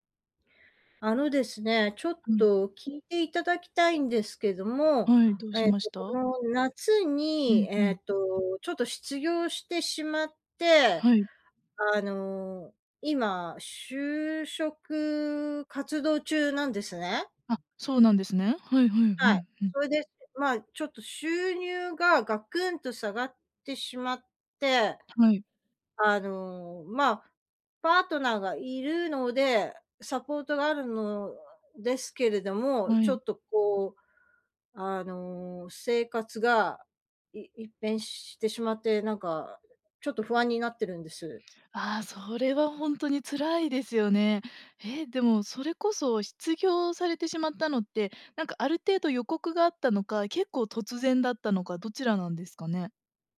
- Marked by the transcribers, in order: other background noise
- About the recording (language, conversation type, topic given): Japanese, advice, 失業によって収入と生活が一変し、不安が強いのですが、どうすればよいですか？